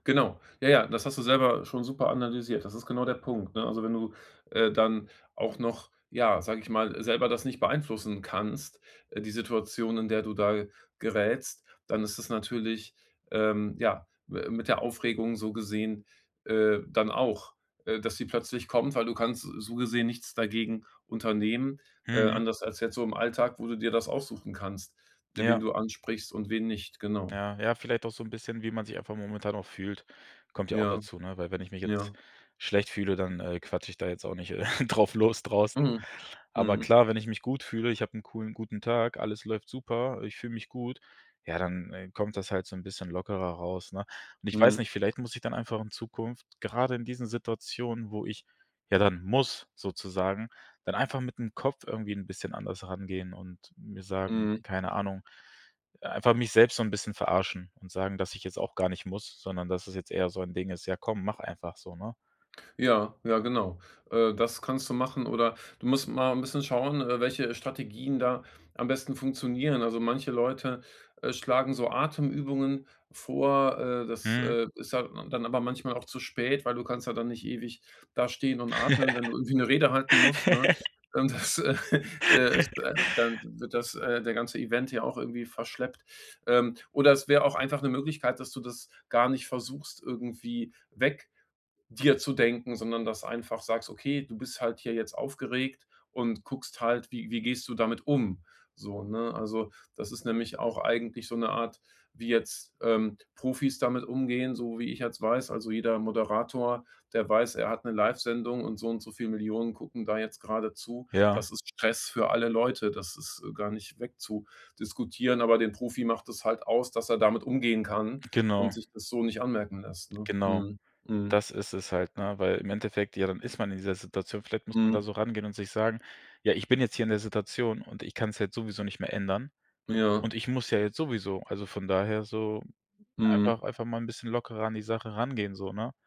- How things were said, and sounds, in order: chuckle; stressed: "muss"; laugh; laughing while speaking: "Und das, äh"; laugh
- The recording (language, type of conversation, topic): German, advice, Wie kann ich in sozialen Situationen weniger nervös sein?